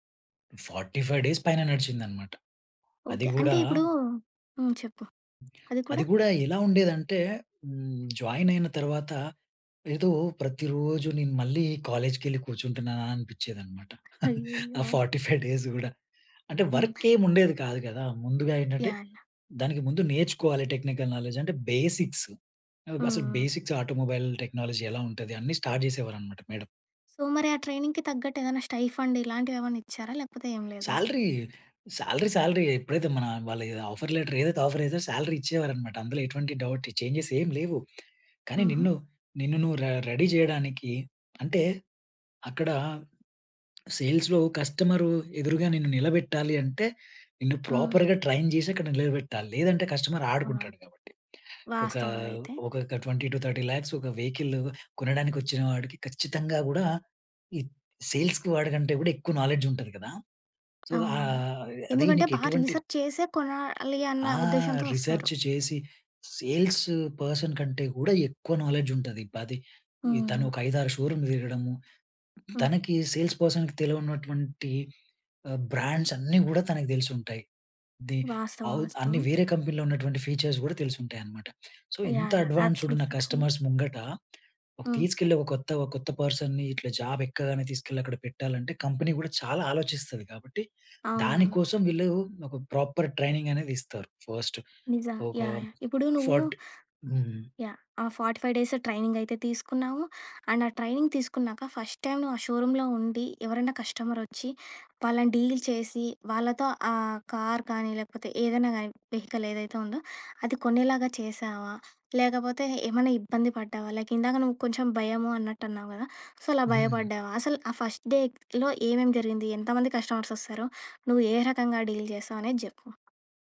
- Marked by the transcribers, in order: in English: "ఫార్టీ ఫైవ్ డేస్"; in English: "జాయిన్"; in English: "కాలేజ్‌కి"; laughing while speaking: "ఆ ఫార్టీ ఫైవ్ డేస్ గూడా"; in English: "ఆ ఫార్టీ ఫైవ్ డేస్"; other noise; in English: "వర్క్"; in English: "టెక్నికల్ నాలెడ్జ్"; in English: "బేసిక్స్"; in English: "బేసిక్స్ ఆటోమొబైల్ టెక్నాలజీ"; in English: "స్టార్ట్"; in English: "సో"; in English: "ట్రైనింగ్‌కి"; in English: "స్టై ఫండ్"; in English: "సాలరీ, సాలరీ"; in English: "ఆఫర్ లెటర్"; in English: "ఆఫర్"; in English: "డౌట్, ఛేంజెస్"; in English: "రెడీ"; in English: "సేల్స్‌లో, కస్టమర్"; in English: "ప్రాపర్‌గా ట్రైన్"; in English: "ట్వెంటీ టు థర్టీ లాక్స్"; in English: "వెహికల్"; in English: "సేల్స్‌కి"; in English: "నాలెడ్జ్"; in English: "రిసర్చ్"; in English: "రిసర్చ్"; in English: "సేల్స్ పర్సన్"; in English: "నాలెడ్జ్"; in English: "సేల్స్ పర్సన్‌కి"; in English: "బ్రాండ్స్"; in English: "ఫీచర్స్"; tapping; in English: "సో"; in English: "అడ్వాన్స్డ్"; in English: "ఆబ్సల్యూట్లీ ట్రూ"; in English: "కస్టమర్స్"; in English: "పర్సన్‌ని"; in English: "ప్రాపర్ ట్రైనింగ్"; in English: "ఫస్ట్"; in English: "ఫార్టీ ఫైవ్ డేస్ ట్రైనింగ్"; in English: "అండ్"; in English: "ట్రైనింగ్"; in English: "ఫస్ట్ టైం"; in English: "షోరూం‌లో"; in English: "కస్టమర్"; in English: "డీల్"; in English: "వెహికల్"; in English: "లైక్"; in English: "సో"; in English: "ఫస్ట్ డేలో"; in English: "కస్టమర్స్"; in English: "డీల్"
- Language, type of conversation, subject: Telugu, podcast, మీ కొత్త ఉద్యోగం మొదటి రోజు మీకు ఎలా అనిపించింది?